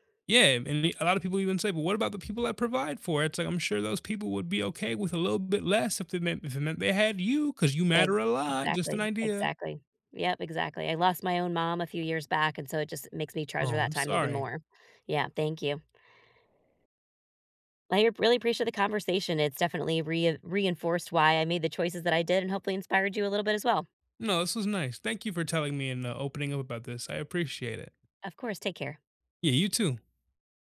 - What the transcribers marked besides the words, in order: tapping
- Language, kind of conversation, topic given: English, unstructured, How can I balance work and personal life?